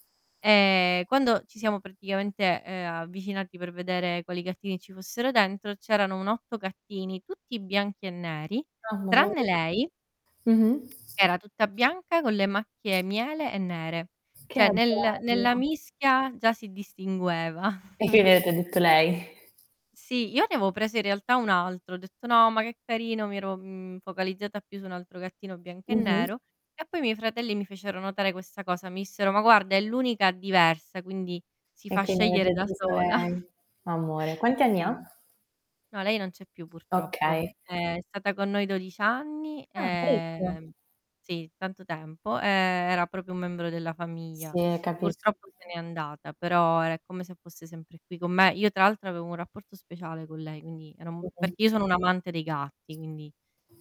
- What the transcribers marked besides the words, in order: static; unintelligible speech; tapping; distorted speech; unintelligible speech; chuckle; chuckle; drawn out: "e"; "proprio" said as "propio"
- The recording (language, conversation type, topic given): Italian, unstructured, Qual è il ricordo più bello che hai con un animale?